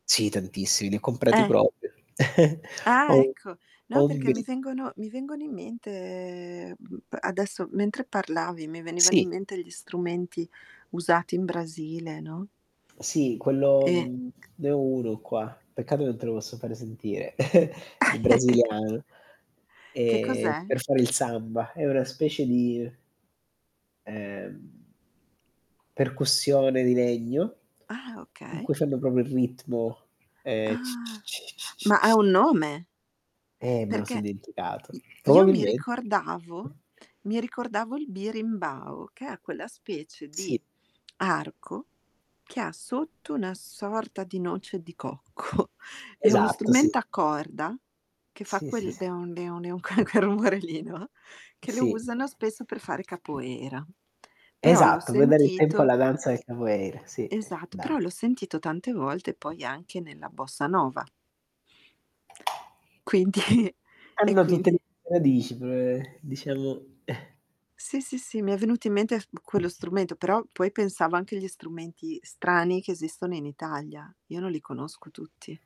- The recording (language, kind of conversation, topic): Italian, unstructured, In che modo le tue esperienze musicali hanno plasmato la tua visione del mondo?
- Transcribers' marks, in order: static; "proprio" said as "propio"; chuckle; tapping; chuckle; "proprio" said as "propio"; other background noise; put-on voice: "c c c c c c"; laughing while speaking: "cocco"; put-on voice: "deon deon deon"; laughing while speaking: "quel quel rumore lì, no"; unintelligible speech; laughing while speaking: "Quindi"; distorted speech; chuckle